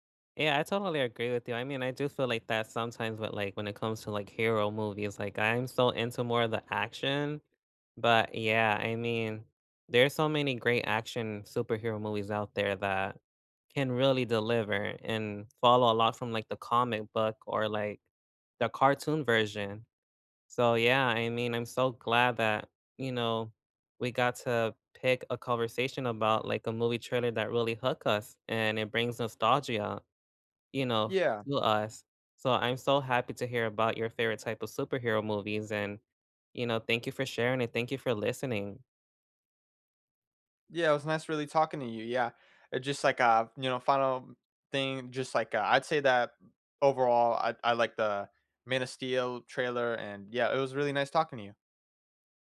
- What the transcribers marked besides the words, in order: none
- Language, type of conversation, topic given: English, unstructured, Which movie trailers hooked you instantly, and did the movies live up to the hype for you?